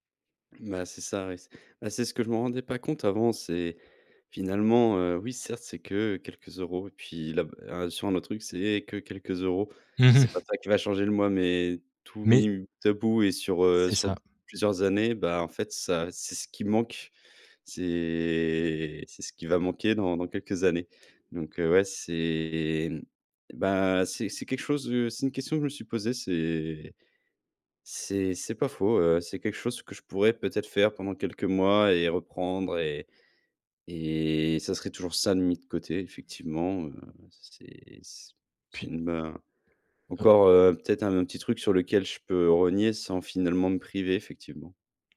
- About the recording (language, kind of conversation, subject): French, advice, Comment concilier qualité de vie et dépenses raisonnables au quotidien ?
- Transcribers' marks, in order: drawn out: "C'est"